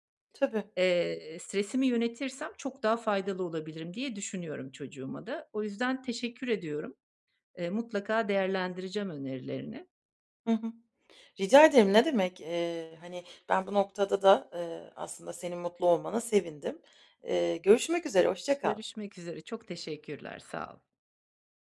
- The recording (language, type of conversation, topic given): Turkish, advice, Belirsizlik ve hızlı teknolojik ya da sosyal değişimler karşısında nasıl daha güçlü ve uyumlu kalabilirim?
- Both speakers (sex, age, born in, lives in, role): female, 30-34, Turkey, Germany, advisor; female, 50-54, Turkey, Portugal, user
- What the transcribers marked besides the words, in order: other background noise; tapping